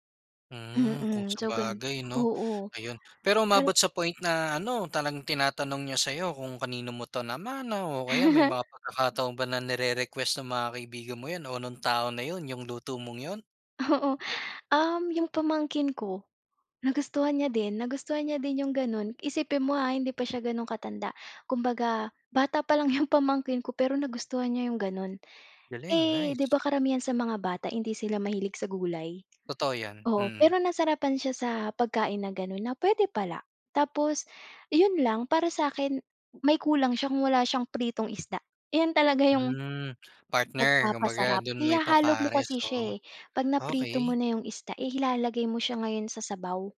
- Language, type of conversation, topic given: Filipino, podcast, Ano ang paborito mong pagkaing pampagaan ng loob, at bakit?
- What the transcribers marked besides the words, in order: other background noise; tapping; snort; snort; scoff